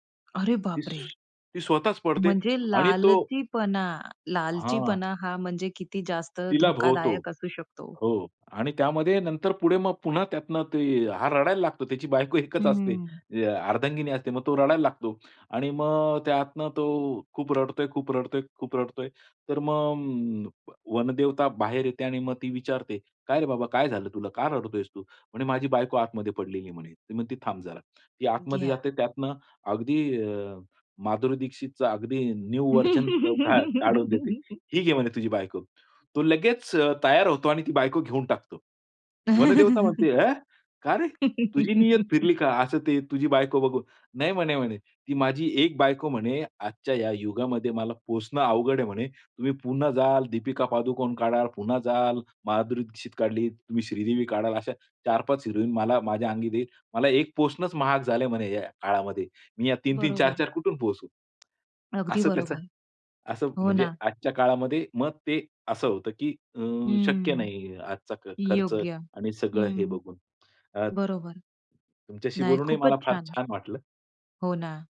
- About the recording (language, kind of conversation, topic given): Marathi, podcast, लोककथा किंवा पारंपरिक घटक तुमच्या कामात कसे वापरले जातात?
- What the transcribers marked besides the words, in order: surprised: "अरे बापरे!"; laugh; in English: "न्यू व्हर्जन"; chuckle; laugh; tapping; laughing while speaking: "असं त्याचं"; other background noise